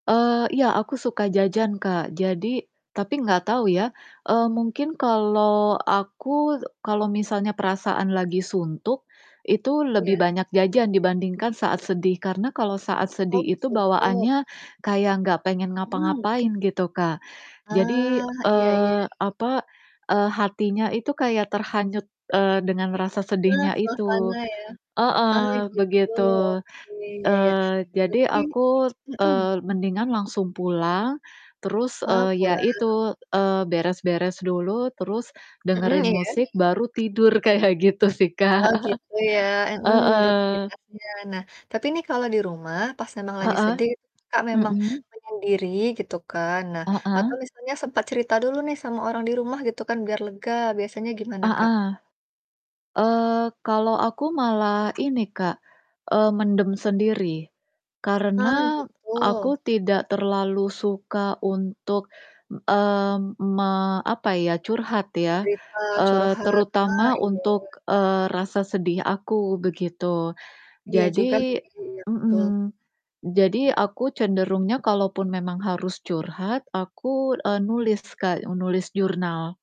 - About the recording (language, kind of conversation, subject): Indonesian, unstructured, Apa arti rumah bagi kamu saat kamu sedang merasa sedih?
- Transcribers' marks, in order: distorted speech; tapping; laughing while speaking: "kayak"; laughing while speaking: "Kak"; other background noise